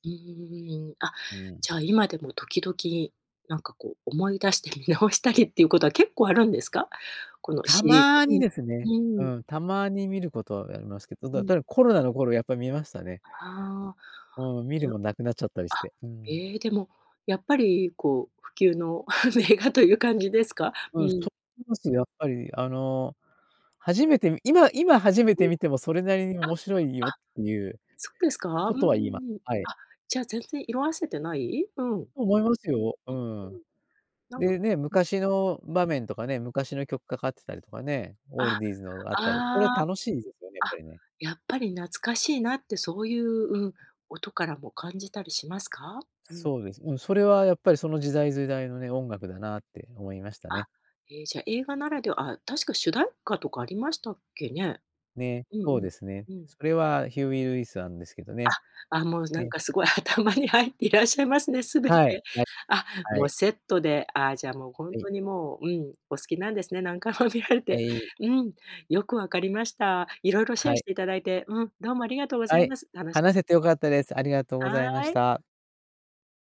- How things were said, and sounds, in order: tapping; laughing while speaking: "見直したりっていうことは"; laughing while speaking: "名画という感じですか？"; laughing while speaking: "頭に入っていらっしゃいますね、全て"; laughing while speaking: "何回も見られて"
- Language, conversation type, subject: Japanese, podcast, 映画で一番好きな主人公は誰で、好きな理由は何ですか？